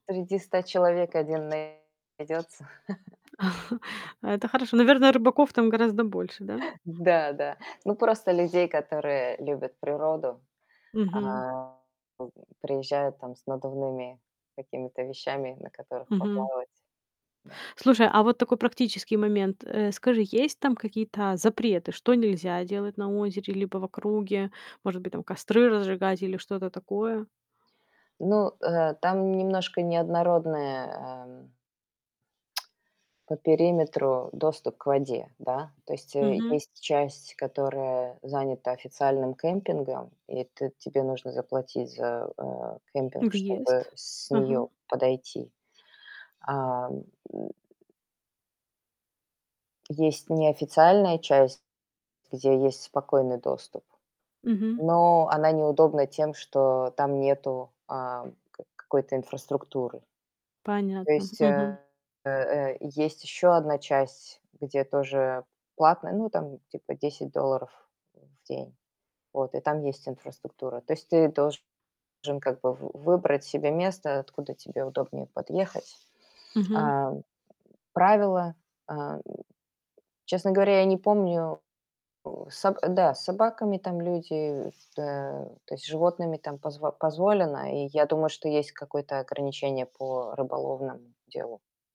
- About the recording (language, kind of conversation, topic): Russian, podcast, Расскажи о своём любимом природном месте: что в нём особенного?
- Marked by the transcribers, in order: distorted speech; other background noise; chuckle; tapping; other noise; lip smack; grunt; grunt